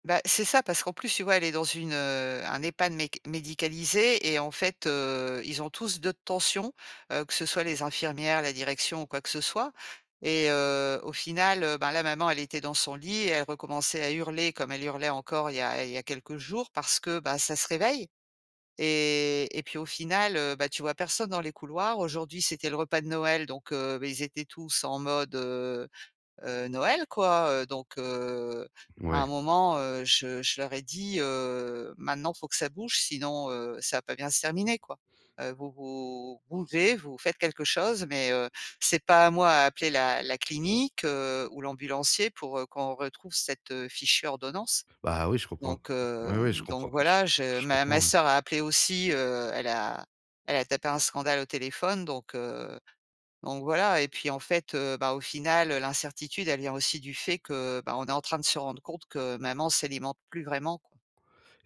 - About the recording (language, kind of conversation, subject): French, advice, Comment puis-je mieux gérer l’incertitude lors de grands changements ?
- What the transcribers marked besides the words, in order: none